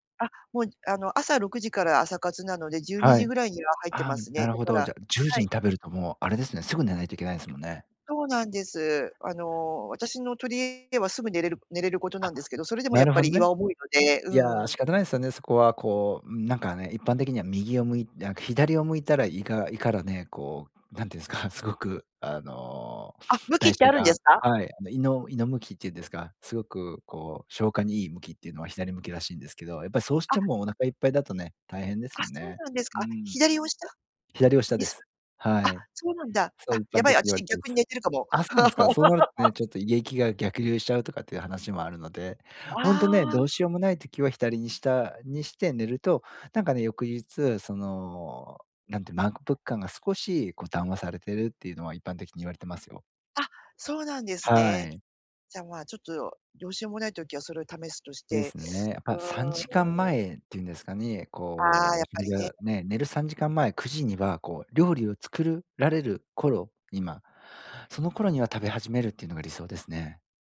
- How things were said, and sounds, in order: laugh
- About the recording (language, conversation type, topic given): Japanese, advice, 食事の時間が不規則で体調を崩している